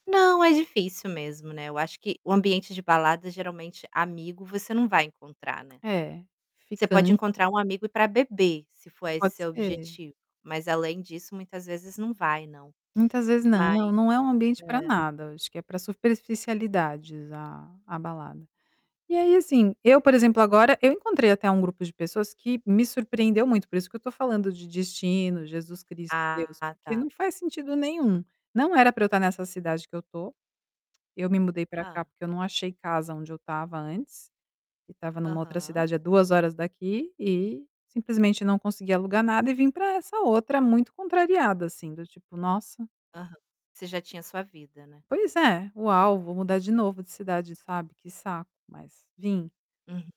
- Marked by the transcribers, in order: tapping; distorted speech; other background noise; static
- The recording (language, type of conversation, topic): Portuguese, podcast, Como você encontra pessoas com quem realmente se identifica?